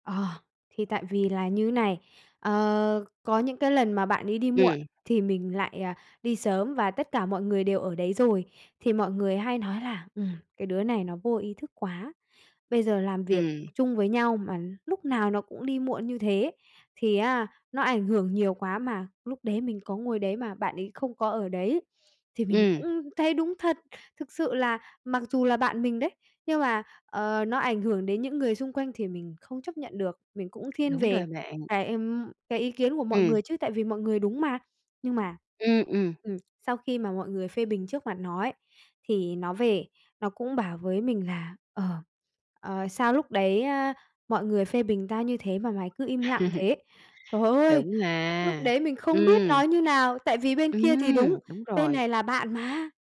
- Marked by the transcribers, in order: tapping; laugh
- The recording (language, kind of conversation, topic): Vietnamese, advice, Làm thế nào để bớt căng thẳng khi phải giữ hòa khí trong một nhóm đang tranh cãi?